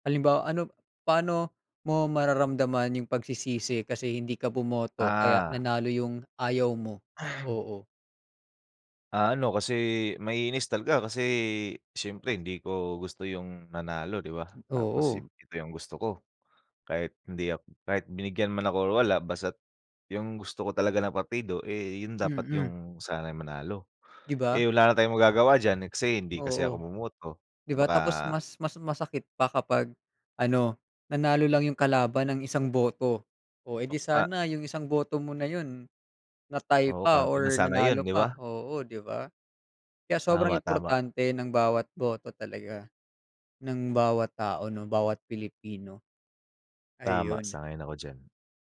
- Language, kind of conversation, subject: Filipino, unstructured, Paano mo ipaliliwanag ang kahalagahan ng pagboto sa halalan?
- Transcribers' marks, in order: throat clearing; other background noise; tapping